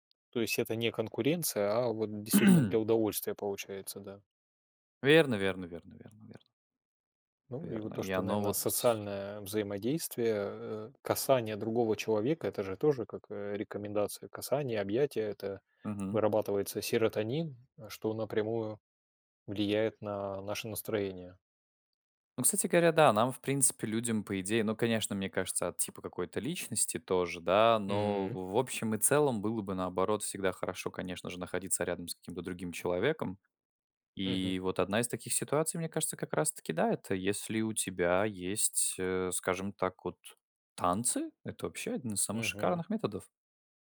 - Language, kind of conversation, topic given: Russian, unstructured, Что помогает вам поднять настроение в трудные моменты?
- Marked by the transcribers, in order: tapping; throat clearing; other background noise